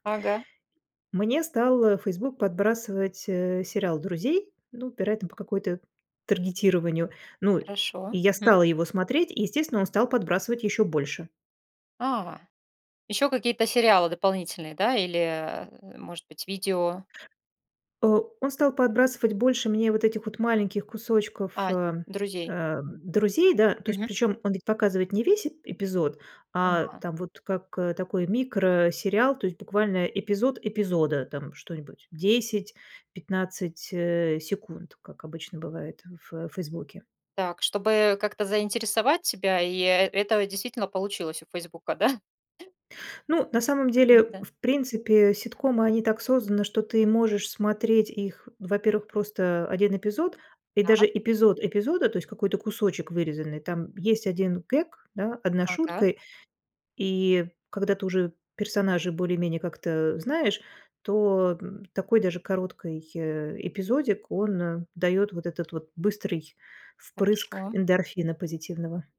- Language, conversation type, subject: Russian, podcast, Как соцсети меняют то, что мы смотрим и слушаем?
- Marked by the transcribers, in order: laughing while speaking: "да?"